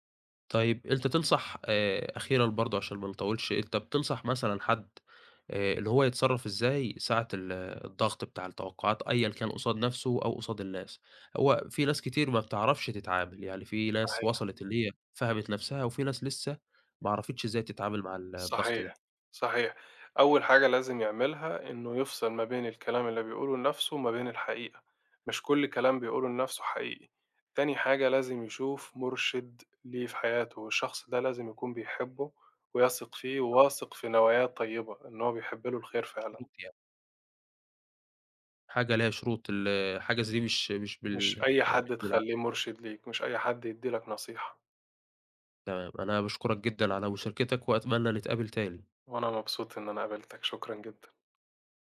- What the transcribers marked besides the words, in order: tapping
- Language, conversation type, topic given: Arabic, podcast, إزاي بتتعامل مع ضغط توقعات الناس منك؟